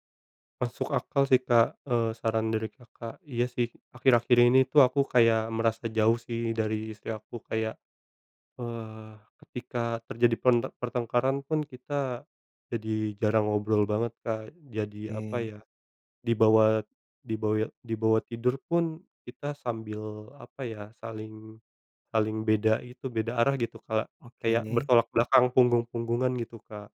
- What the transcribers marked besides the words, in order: none
- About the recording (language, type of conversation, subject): Indonesian, advice, Pertengkaran yang sering terjadi